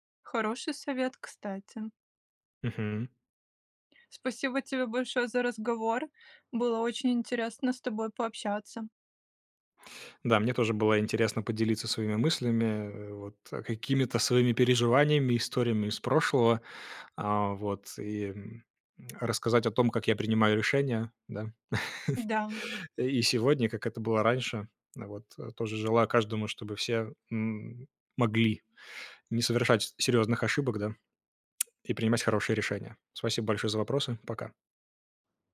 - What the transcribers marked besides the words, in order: lip smack; chuckle; tapping; tongue click
- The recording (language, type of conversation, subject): Russian, podcast, Как принимать решения, чтобы потом не жалеть?